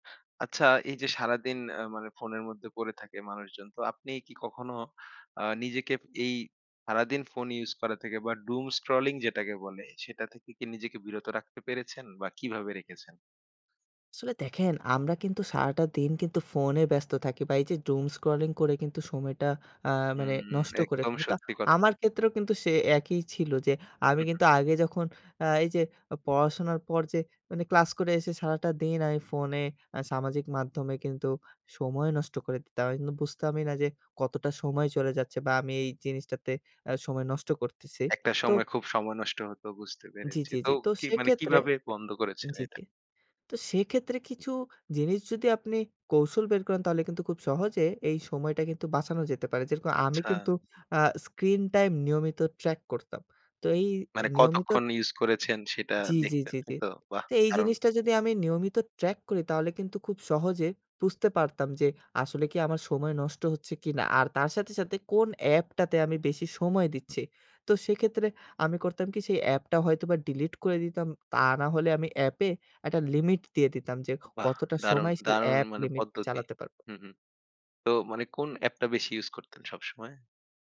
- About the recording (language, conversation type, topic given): Bengali, podcast, ডুমস্ক্রলিং থেকে কীভাবে নিজেকে বের করে আনেন?
- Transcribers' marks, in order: in English: "Doom scrolling"; in English: "Doom scrolling"